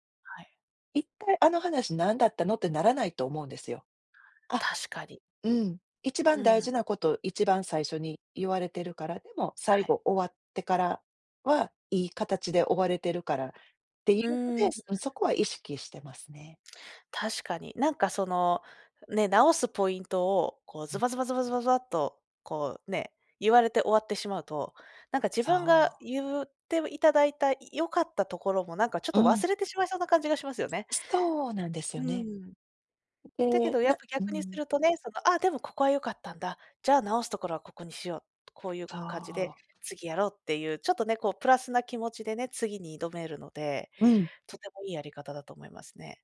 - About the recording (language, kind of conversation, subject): Japanese, podcast, フィードバックはどのように伝えるのがよいですか？
- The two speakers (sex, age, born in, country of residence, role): female, 30-34, Japan, Poland, host; female, 50-54, Japan, United States, guest
- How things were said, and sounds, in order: unintelligible speech